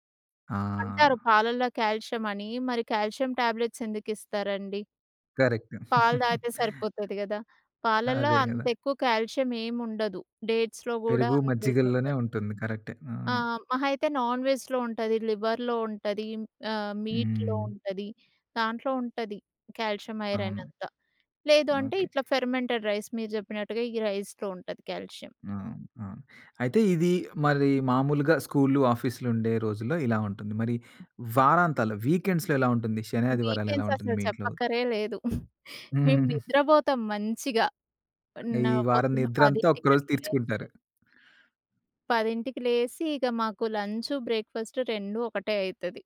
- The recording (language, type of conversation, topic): Telugu, podcast, మీ ఇంట్లో సాధారణంగా ఉదయం ఎలా మొదలవుతుంది?
- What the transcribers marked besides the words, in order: in English: "కాల్షియం ట్యాబ్‌లెట్స్"; in English: "కరెక్ట్"; giggle; in English: "కాల్షియం"; in English: "డేట్స్‌లో"; in English: "నాన్ వెజ్‌లో"; in English: "లివర్‌లో"; in English: "మీట్‌లో"; in English: "ఫెర్మెంటెడ్ రైస్"; in English: "రైస్‌లో"; in English: "కాల్షియం"; other background noise; in English: "వీకెండ్స్‌లో"; giggle